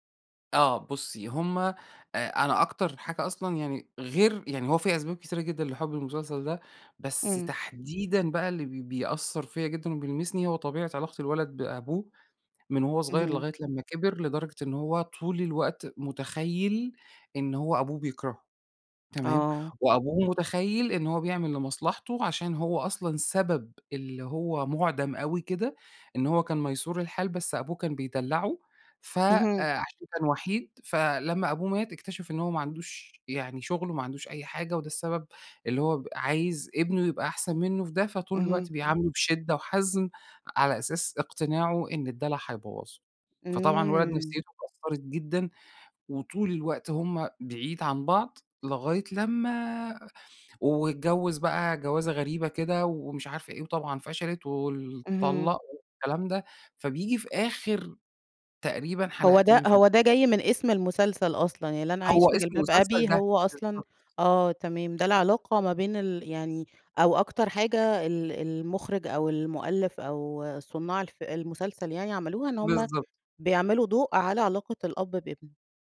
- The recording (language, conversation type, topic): Arabic, podcast, احكيلي عن مسلسل أثر فيك؟
- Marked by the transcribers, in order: tapping